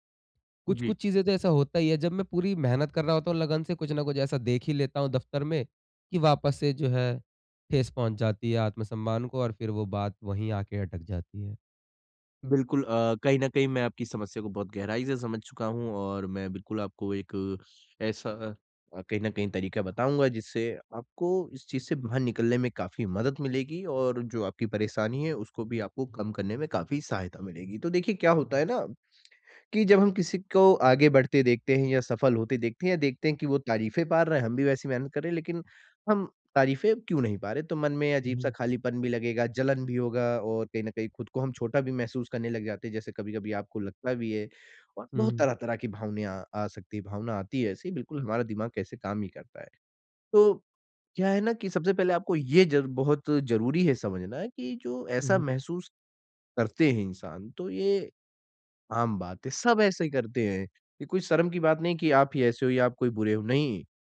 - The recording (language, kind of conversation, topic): Hindi, advice, दूसरों की सफलता से मेरा आत्म-सम्मान क्यों गिरता है?
- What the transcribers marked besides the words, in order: tapping